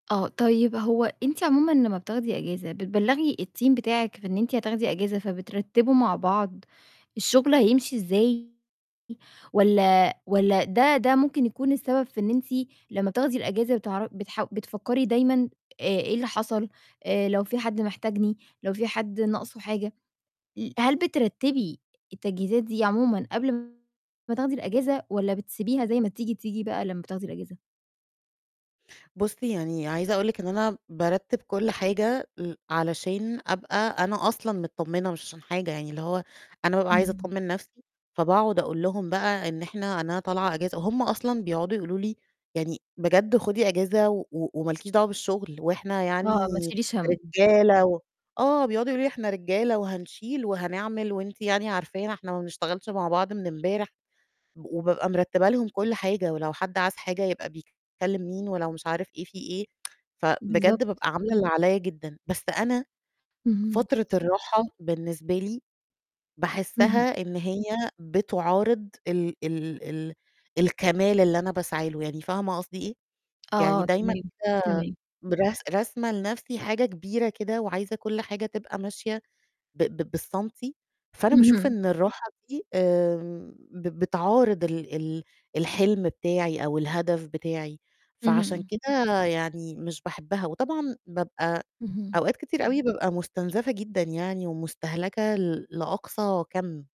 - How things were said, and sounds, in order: in English: "الteam"; distorted speech; tsk
- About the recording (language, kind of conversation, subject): Arabic, advice, بتوصف إزاي إحساسك بالذنب لما تاخد بريك من الشغل أو من روتين التمرين؟